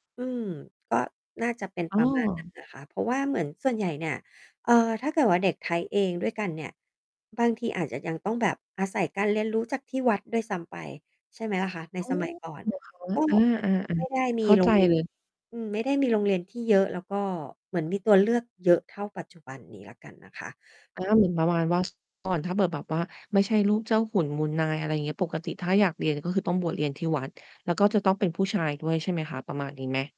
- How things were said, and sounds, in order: distorted speech; mechanical hum; other noise
- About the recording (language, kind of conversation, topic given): Thai, podcast, ความรักแบบไม่พูดมากในบ้านคุณเป็นอย่างไร?